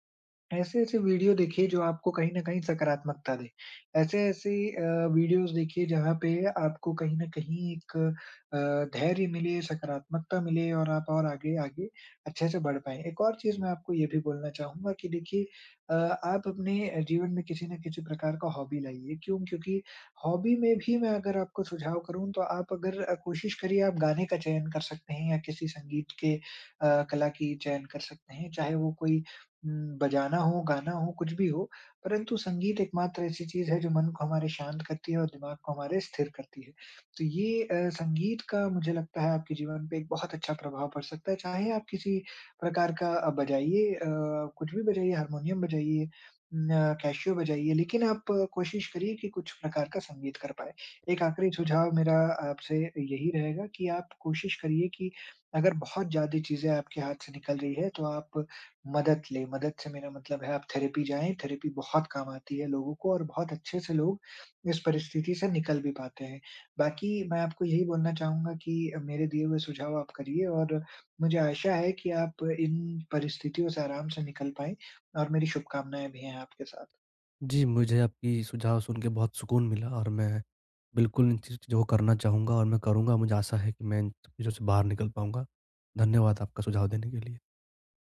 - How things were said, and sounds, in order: in English: "वीडियोज़"; in English: "हॉबी"; in English: "हॉबी"; in English: "थेरेपी"; in English: "थेरेपी"
- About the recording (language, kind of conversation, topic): Hindi, advice, नए शहर में सामाजिक संकेतों और व्यक्तिगत सीमाओं को कैसे समझूँ और उनका सम्मान कैसे करूँ?